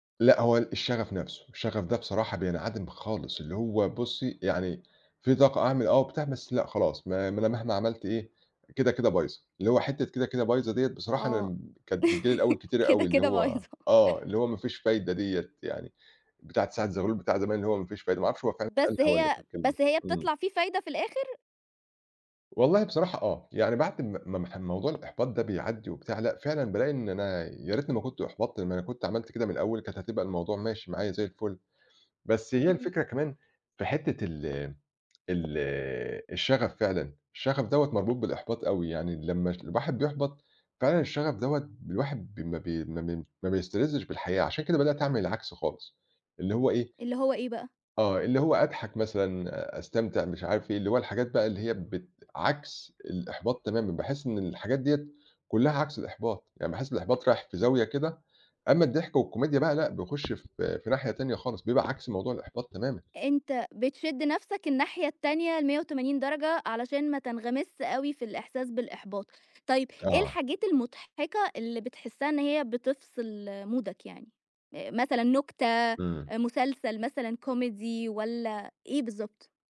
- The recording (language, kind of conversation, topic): Arabic, podcast, إيه اللي بيحفّزك تكمّل لما تحس بالإحباط؟
- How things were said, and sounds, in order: laugh; laughing while speaking: "كده، كده بايظة"; other background noise; in English: "مودك"; in English: "كوميدي"